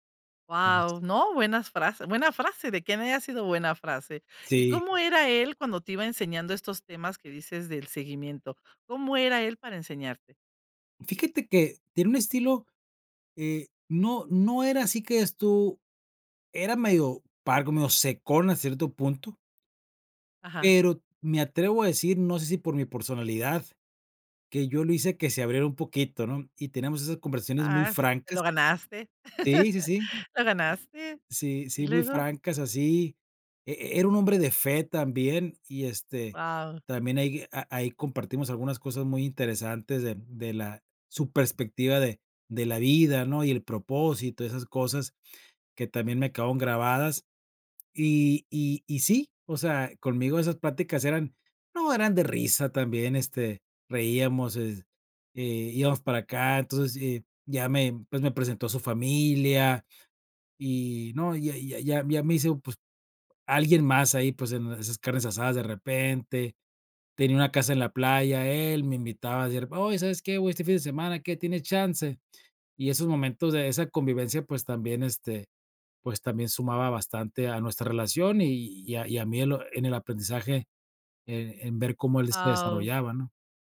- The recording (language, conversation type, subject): Spanish, podcast, ¿Cómo puedes convertirte en un buen mentor?
- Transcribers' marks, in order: other background noise; chuckle